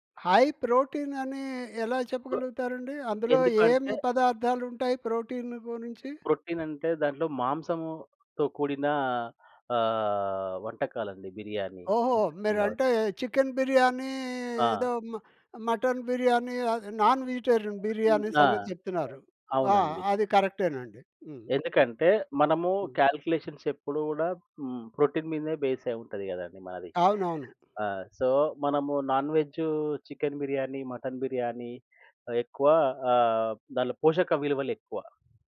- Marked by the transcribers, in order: in English: "హై ప్రోటీన్"; other background noise; in English: "ప్రోటీన్"; in English: "ప్రొటీన్"; unintelligible speech; in English: "నాన్ వెజిటేరియన్"; in English: "కాలిక్యులేషన్స్"; in English: "ప్రోటీన్"; in English: "బేస్"; in English: "సో"
- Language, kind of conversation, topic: Telugu, podcast, మీ వంటసంప్రదాయం గురించి వివరంగా చెప్పగలరా?